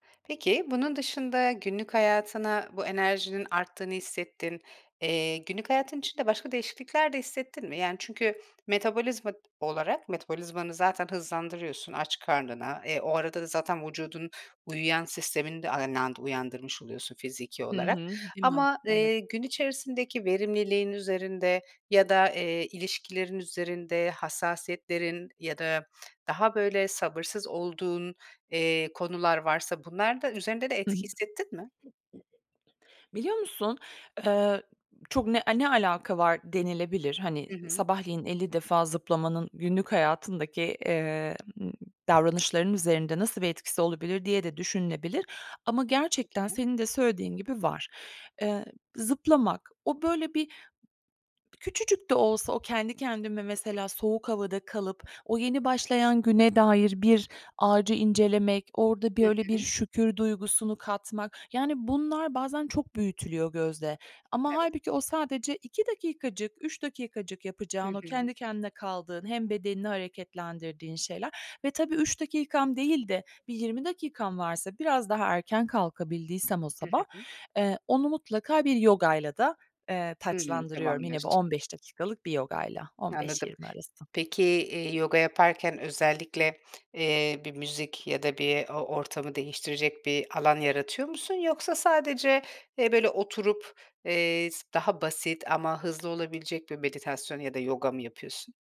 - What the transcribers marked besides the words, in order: "vücudun" said as "vucudün"; unintelligible speech; other background noise; tapping
- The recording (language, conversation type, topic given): Turkish, podcast, Egzersizi günlük rutine dahil etmenin kolay yolları nelerdir?